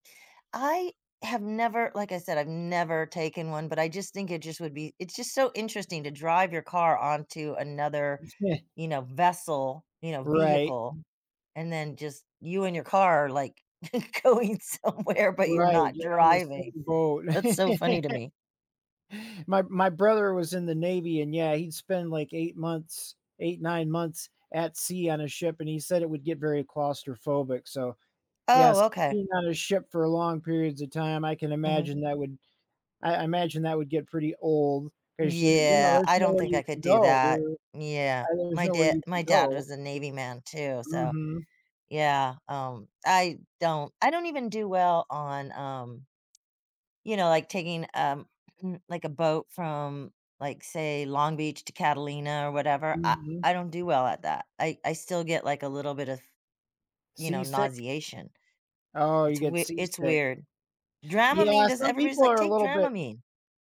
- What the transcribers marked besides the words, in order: chuckle; laughing while speaking: "going somewhere"; chuckle; background speech; drawn out: "Yeah"; tsk
- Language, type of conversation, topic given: English, unstructured, What factors influence your decision to drive or fly when planning a trip?